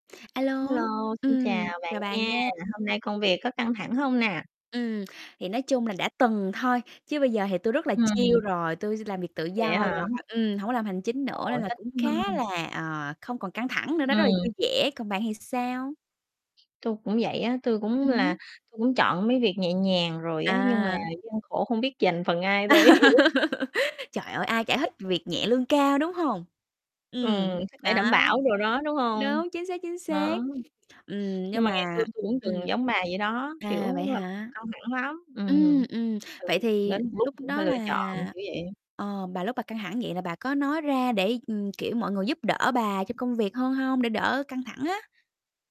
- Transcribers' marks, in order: tapping; distorted speech; static; in English: "chill"; other background noise; laugh; laugh
- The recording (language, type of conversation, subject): Vietnamese, unstructured, Bạn có sợ bị mất việc nếu thừa nhận mình đang căng thẳng hoặc bị trầm cảm không?